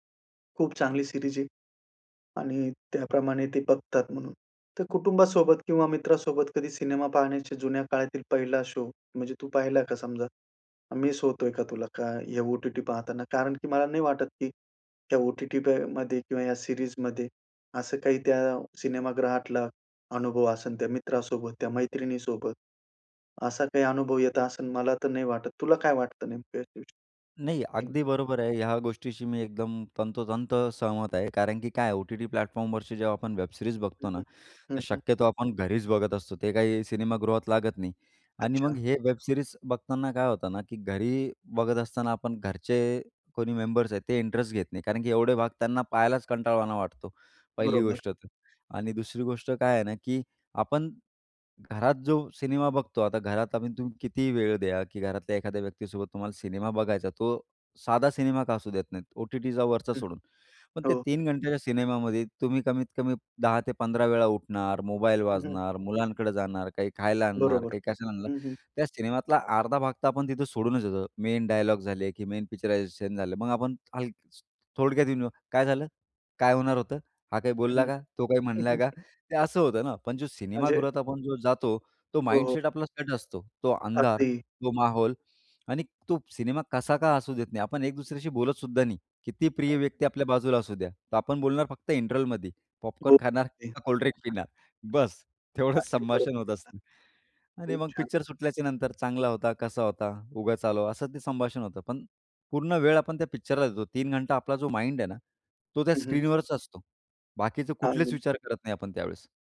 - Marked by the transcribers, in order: in English: "सीरीज"; in English: "शो"; in English: "सीरीजमध्ये"; unintelligible speech; in English: "प्लॅटफॉर्मवरची"; in English: "वेबसिरीज"; in English: "वेबसिरीज"; in English: "मेन"; in English: "मेन पिक्चररायझेशन"; unintelligible speech; tapping; in English: "माइंडसेट"; unintelligible speech; laughing while speaking: "तेवढंच संभाषण"; in English: "माइंड"
- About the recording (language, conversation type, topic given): Marathi, podcast, स्ट्रीमिंगमुळे सिनेमा पाहण्याचा अनुभव कसा बदलला आहे?